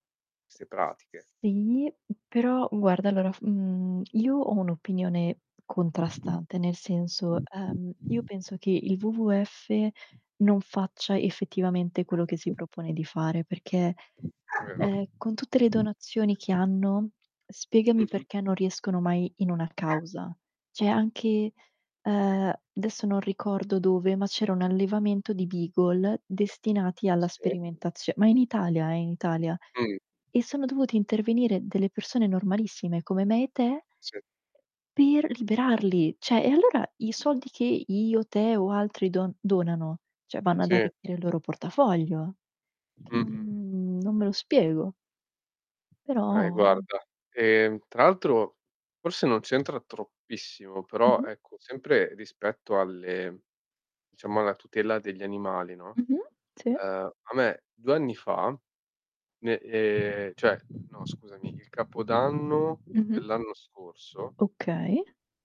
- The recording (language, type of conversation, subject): Italian, unstructured, Qual è la tua opinione sulle pellicce realizzate con animali?
- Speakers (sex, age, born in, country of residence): female, 25-29, Italy, Italy; male, 25-29, Italy, Italy
- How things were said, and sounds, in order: static; tapping; other background noise; dog barking; unintelligible speech; distorted speech; "Cioè" said as "ceh"; "adesso" said as "desso"; other noise; "Cioè" said as "ceh"; "cioè" said as "ceh"; drawn out: "n"; "Okay" said as "ay"